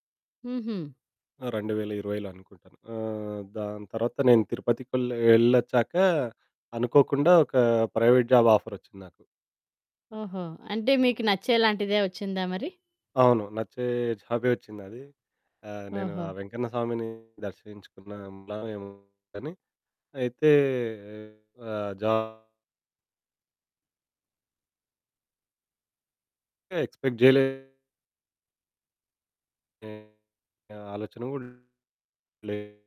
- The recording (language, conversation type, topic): Telugu, podcast, మీరు చేసిన ఒక చిన్న ప్రయత్నం మీకు ఊహించని విజయం తీసుకువచ్చిందా?
- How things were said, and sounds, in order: in English: "ప్రైవేట్ జాబ్"; other background noise; giggle; distorted speech; in English: "ఎక్స్‌పెక్ట్"